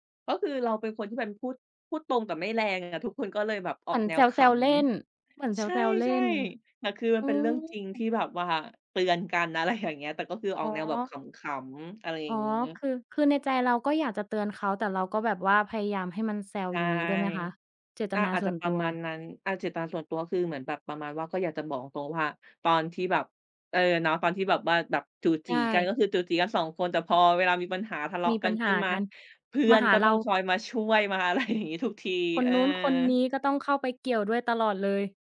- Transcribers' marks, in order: other background noise; laughing while speaking: "ไร"
- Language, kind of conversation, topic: Thai, podcast, เวลาคุยกับคนอื่น คุณชอบพูดตรงๆ หรือพูดอ้อมๆ มากกว่ากัน?
- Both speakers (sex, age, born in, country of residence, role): female, 30-34, Thailand, Thailand, guest; female, 30-34, Thailand, Thailand, host